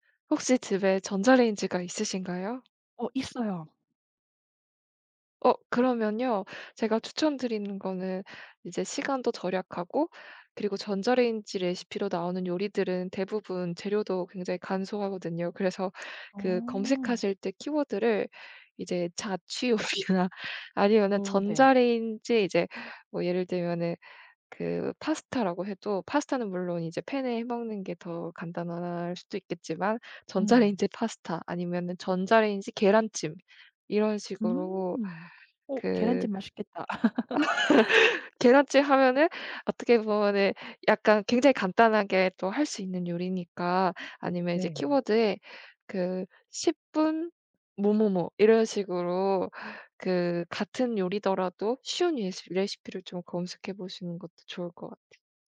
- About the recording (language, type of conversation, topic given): Korean, advice, 새로운 식단(채식·저탄수 등)을 꾸준히 유지하기가 왜 이렇게 힘들까요?
- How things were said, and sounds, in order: tapping; other background noise; laughing while speaking: "요리나"; laugh